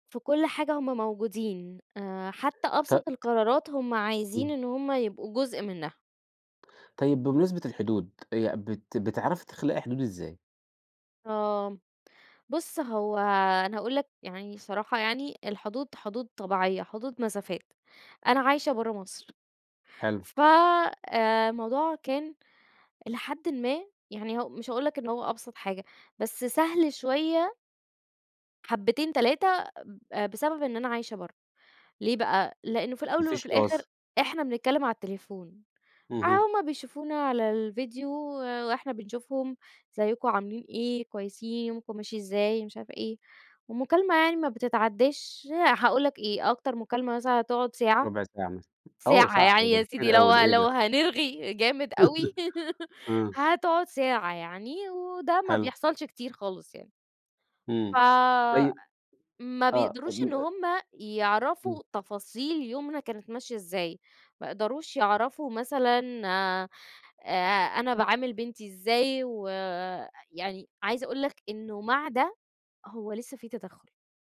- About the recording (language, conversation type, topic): Arabic, podcast, إزاي بتتعاملوا مع تدخل الحموات والأهل في حياتكم؟
- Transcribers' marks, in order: tapping; giggle; laughing while speaking: "يا سيدي لو لو هنرغي جامد أوي"; giggle; other background noise; unintelligible speech; stressed: "تفاصيل"